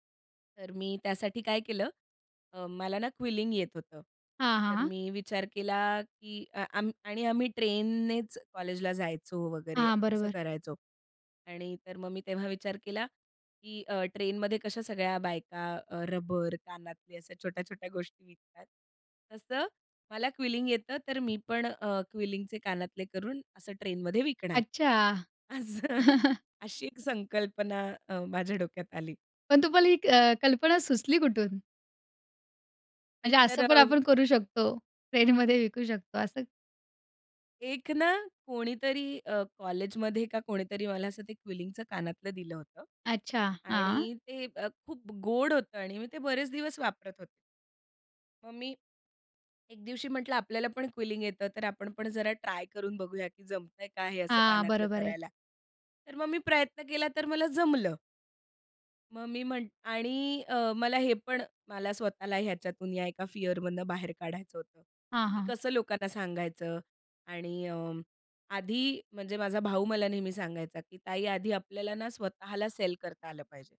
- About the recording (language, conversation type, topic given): Marathi, podcast, संकल्पनेपासून काम पूर्ण होईपर्यंत तुमचा प्रवास कसा असतो?
- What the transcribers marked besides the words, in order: in English: "क्विलिंग"; in English: "क्विलिंग"; in English: "क्विलिंगचे"; chuckle; anticipating: "पण तुम्हाला ही अ, कल्पना सुचली कुठून?"; laughing while speaking: "ट्रेनमध्ये"; in English: "क्विलिंगचं"; in English: "क्विलिंग"; in English: "फिअर"